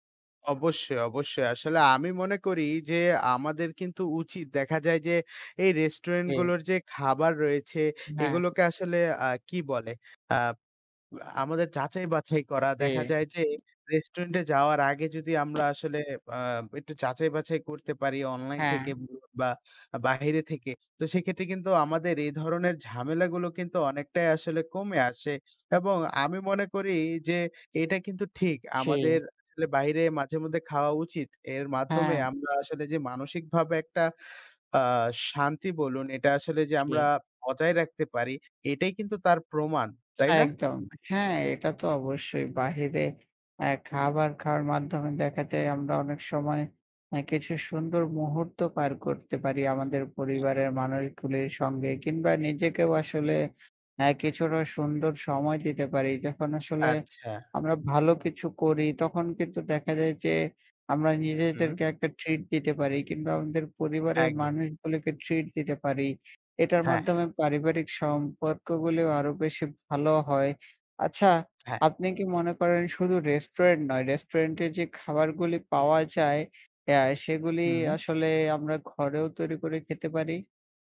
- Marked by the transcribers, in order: other background noise
- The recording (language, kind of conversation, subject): Bengali, unstructured, তুমি কি প্রায়ই রেস্তোরাঁয় খেতে যাও, আর কেন বা কেন না?